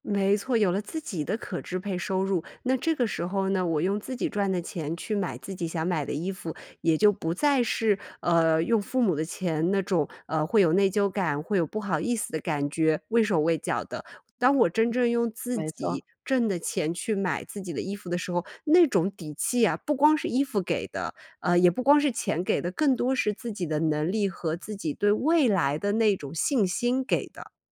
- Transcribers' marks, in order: other background noise
- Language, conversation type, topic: Chinese, podcast, 你是否有过通过穿衣打扮提升自信的经历？